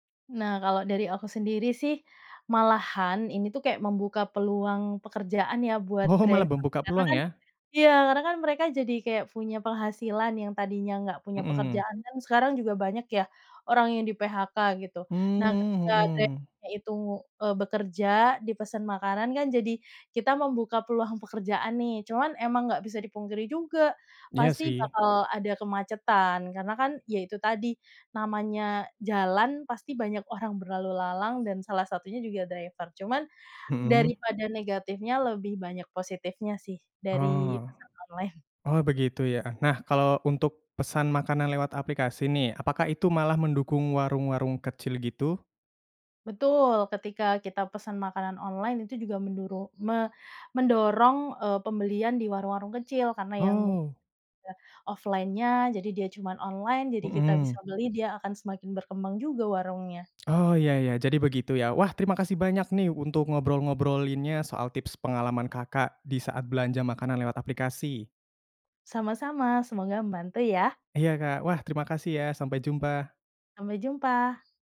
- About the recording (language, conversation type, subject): Indonesian, podcast, Bagaimana pengalaman kamu memesan makanan lewat aplikasi, dan apa saja hal yang kamu suka serta bikin kesal?
- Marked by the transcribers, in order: in English: "driver"; in English: "driver-nya"; other animal sound; other background noise; in English: "driver"; unintelligible speech; in English: "offline-nya"